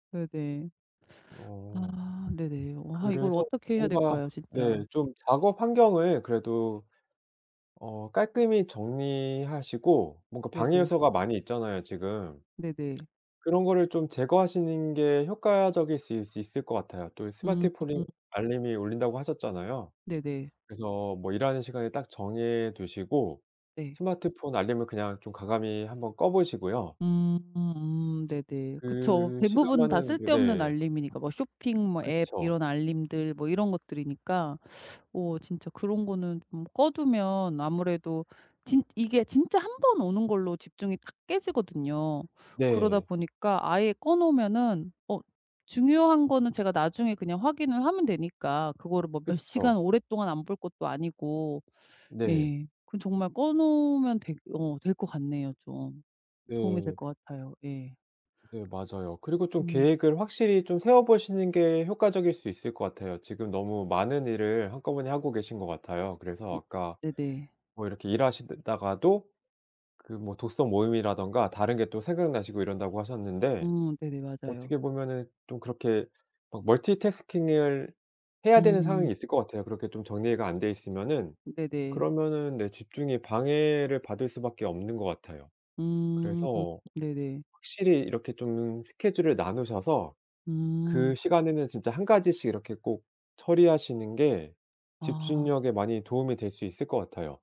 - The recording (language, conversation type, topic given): Korean, advice, 집중 시간이 짧고 자주 흐트러지는데, 집중 시간 관리를 어떻게 시작하면 좋을까요?
- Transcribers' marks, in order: other background noise; tapping